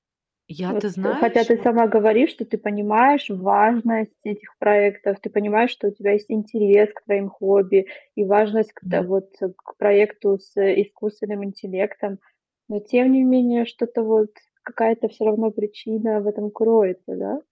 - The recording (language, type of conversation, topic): Russian, advice, Почему мне не удаётся доводить начатые проекты до конца?
- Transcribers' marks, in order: distorted speech